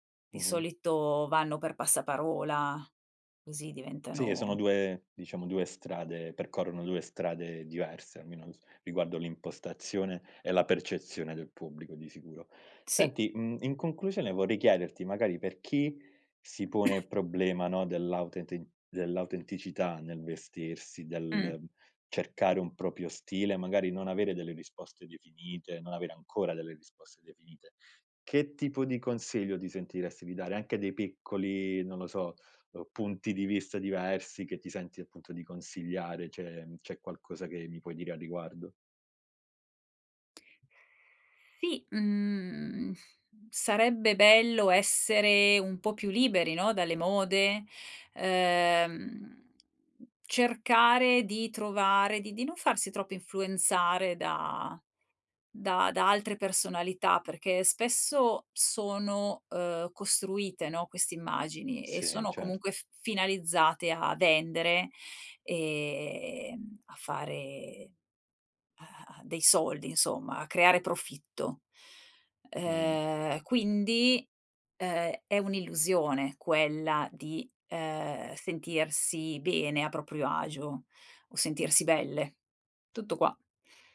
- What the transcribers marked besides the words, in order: tapping; cough; other background noise
- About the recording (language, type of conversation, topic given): Italian, podcast, Che cosa ti fa sentire autentico quando ti vesti?